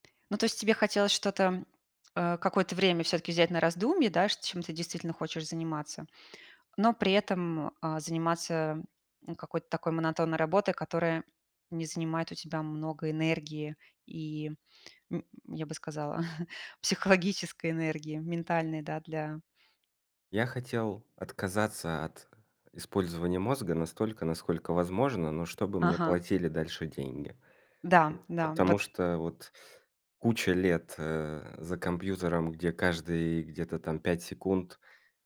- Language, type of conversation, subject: Russian, podcast, Что для тебя важнее: деньги или удовольствие от работы?
- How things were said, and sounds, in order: chuckle; laughing while speaking: "психологической"; sniff; tapping